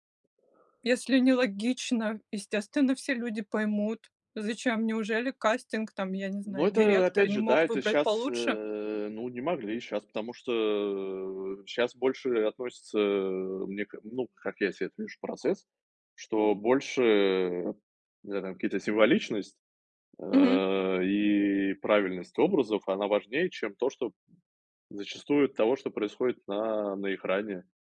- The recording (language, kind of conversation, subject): Russian, podcast, Как ты относишься к ремейкам и перезапускам?
- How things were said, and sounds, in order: tapping; other background noise